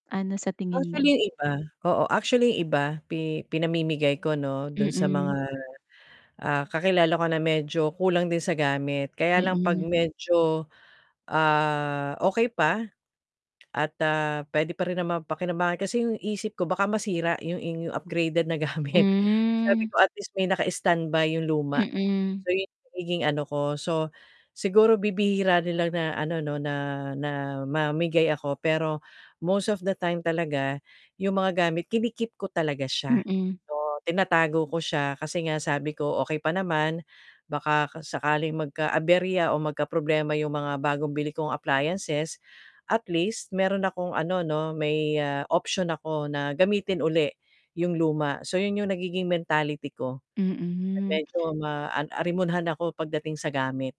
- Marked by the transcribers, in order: lip smack; scoff; distorted speech; drawn out: "Hmm"; drawn out: "Mm"
- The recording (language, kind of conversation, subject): Filipino, advice, Paano ko mababawasan ang mga gamit na hindi ko na kailangan?